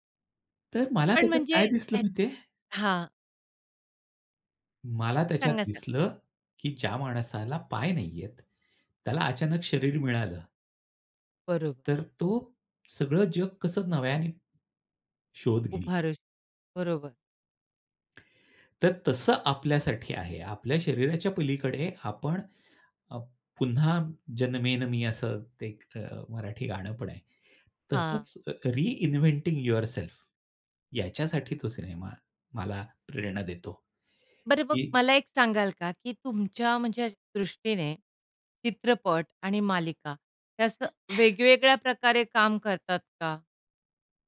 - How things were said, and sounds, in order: tapping; in English: "रिइन्व्हेंटिंग यूवरसेल्फ"; other background noise
- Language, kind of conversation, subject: Marathi, podcast, कोणत्या प्रकारचे चित्रपट किंवा मालिका पाहिल्यावर तुम्हाला असा अनुभव येतो की तुम्ही अक्खं जग विसरून जाता?